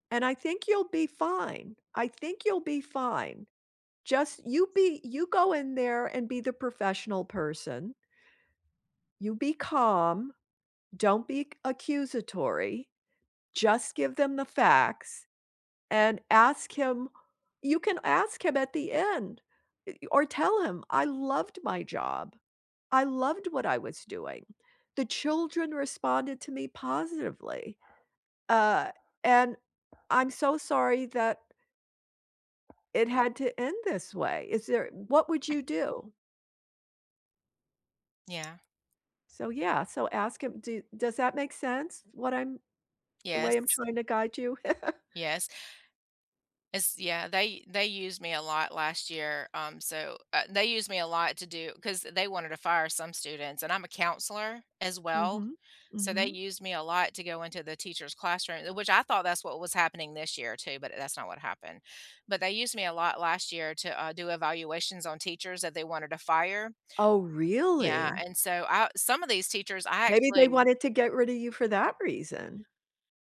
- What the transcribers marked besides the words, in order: other background noise; tapping; cough; chuckle; background speech
- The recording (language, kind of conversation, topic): English, unstructured, What’s your take on toxic work environments?